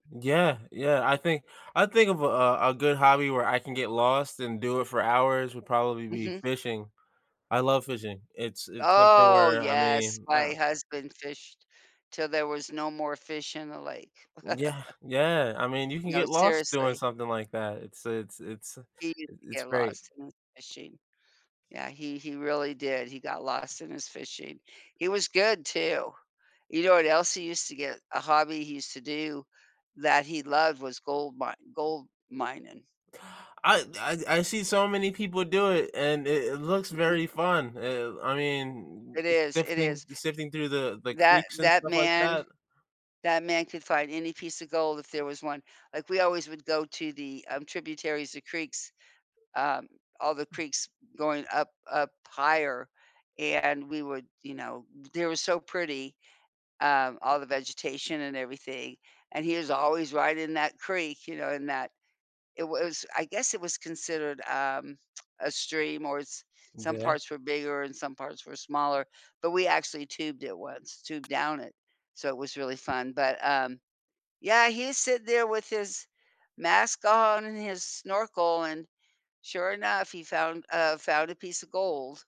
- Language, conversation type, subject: English, unstructured, How do our personal interests shape the way we value different hobbies?
- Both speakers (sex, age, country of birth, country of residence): female, 75-79, United States, United States; male, 30-34, United States, United States
- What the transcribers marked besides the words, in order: chuckle; other background noise; lip smack; tapping